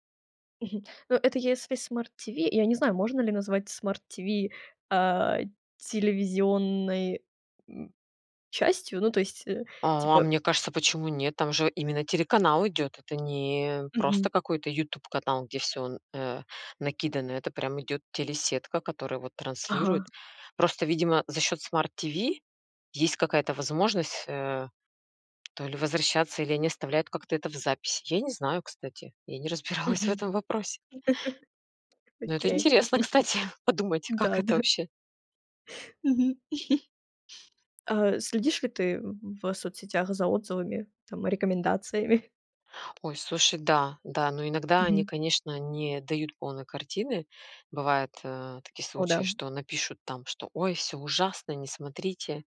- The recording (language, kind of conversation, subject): Russian, podcast, Как социальные сети влияют на то, что люди смотрят по телевизору?
- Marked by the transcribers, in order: tapping; laughing while speaking: "не разбиралась"; laugh; laughing while speaking: "кстати"; laughing while speaking: "да-да"; chuckle; chuckle